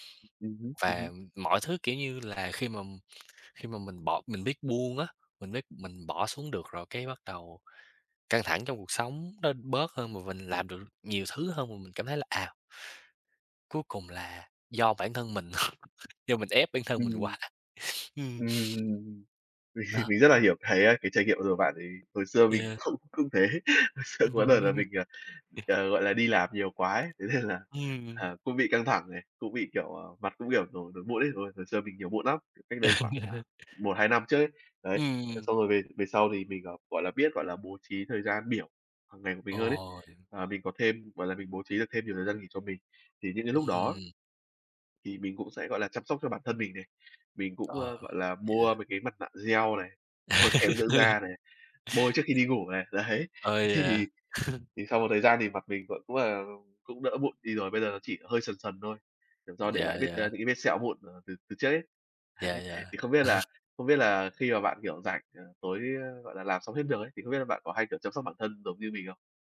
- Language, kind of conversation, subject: Vietnamese, unstructured, Bạn nghĩ làm thế nào để giảm căng thẳng trong cuộc sống hằng ngày?
- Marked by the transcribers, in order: chuckle; laughing while speaking: "quá"; laughing while speaking: "Mình"; laughing while speaking: "cái"; laughing while speaking: "thế. Hồi xưa"; laughing while speaking: "Ừm"; tapping; other noise; laughing while speaking: "thế nên là"; chuckle; unintelligible speech; other background noise; laughing while speaking: "mua"; laugh; laughing while speaking: "đấy. Thì"; laugh; laughing while speaking: "Đấy"; chuckle